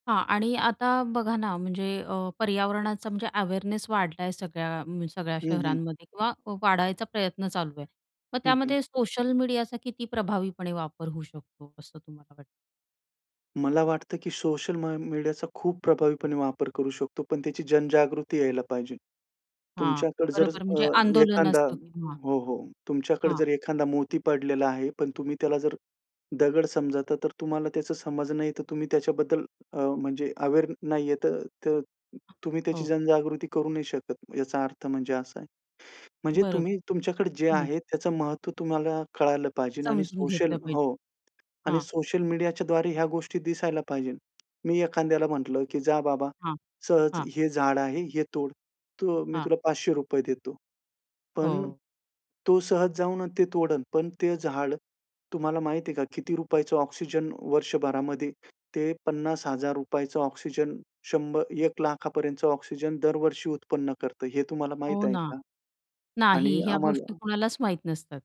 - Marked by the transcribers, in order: in English: "अवेअरनेस"; other background noise; other noise; in English: "अवेअर"; tapping
- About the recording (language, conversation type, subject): Marathi, podcast, शहरी भागात हिरवळ वाढवण्यासाठी आपण काय करू शकतो?